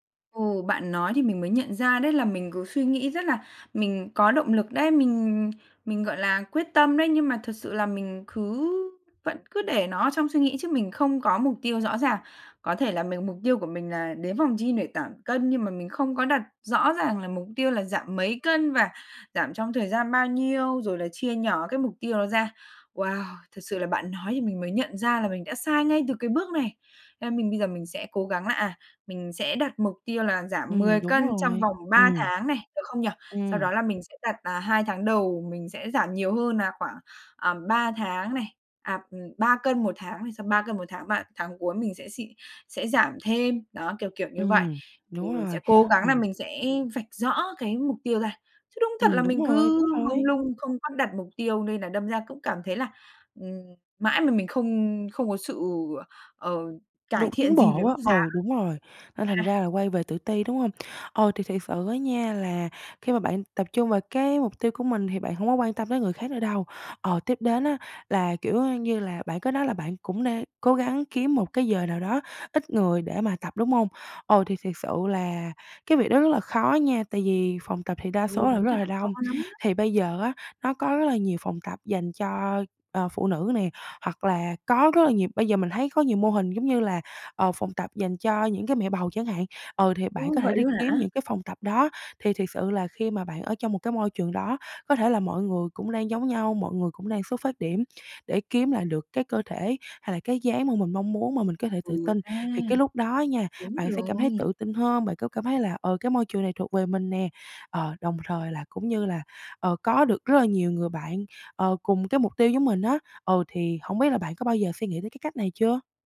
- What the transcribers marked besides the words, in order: tapping; "giảm" said as "tảm"; background speech; other background noise
- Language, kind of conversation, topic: Vietnamese, advice, Tôi ngại đến phòng tập gym vì sợ bị đánh giá, tôi nên làm gì?